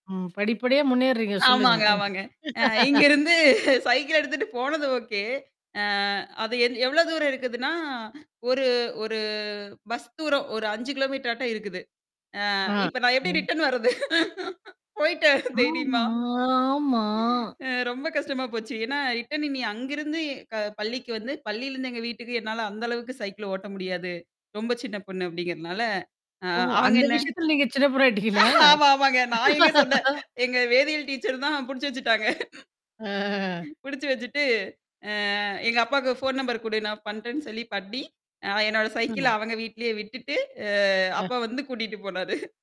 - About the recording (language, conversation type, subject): Tamil, podcast, பள்ளிக் காலம் உங்கள் வாழ்க்கையில் என்னென்ன மாற்றங்களை கொண்டு வந்தது?
- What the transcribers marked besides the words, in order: static; laughing while speaking: "ஆமாங்க, ஆமாங்க. அ இங்கருந்து சைக்கிள் எடுத்துட்டு போனது ஓகே"; distorted speech; laugh; laughing while speaking: "எப்பிடி ரிட்டர்ன் வர்றது? போயிட்டேன் தைரியமா?"; in English: "ரிட்டர்ன்"; other noise; in English: "ரிட்டர்ன்"; drawn out: "ஆமா"; laughing while speaking: "ஆமா. ஆமாங்க. நான் எங்க சொன்னேன் … வச்சுட்டாங்க. புடிச்சு வச்சுட்டு"; laughing while speaking: "சின்ன ஆயிட்டீங்களங்களா?"; unintelligible speech; laugh; drawn out: "ஆ"; tapping; unintelligible speech; laughing while speaking: "அ அப்பா வந்து கூட்டிட்டு போனாரு"